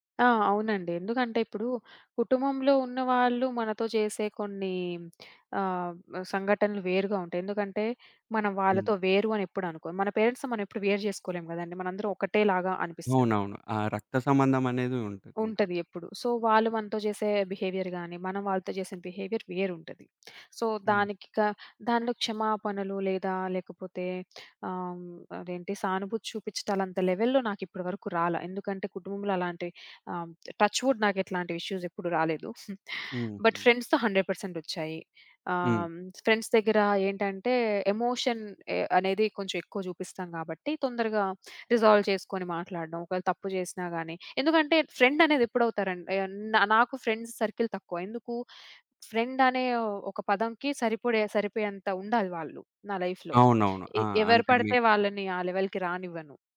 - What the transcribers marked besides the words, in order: lip smack; in English: "పేరెంట్స్‌తో"; in English: "సో"; in English: "బిహేవియర్"; in English: "బిహేవియర్"; in English: "సో"; in English: "లెవెల్‌లో"; in English: "టచ్ వుడ్"; in English: "ఇష్యూస్"; chuckle; in English: "బట్ ఫ్రెండ్స్‌తో హండ్రెడ్ పర్సెంట్"; in English: "ఫ్రెండ్స్"; in English: "ఎమోషన్"; in English: "రిజాల్వ్"; in English: "ఫ్రెండ్"; in English: "ఫ్రెండ్స్ సర్కిల్"; in English: "ఫ్రెండ్"; in English: "లైఫ్‌లో"; in English: "లెవెల్‌కి"
- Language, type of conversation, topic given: Telugu, podcast, ఇతరుల పట్ల సానుభూతి ఎలా చూపిస్తారు?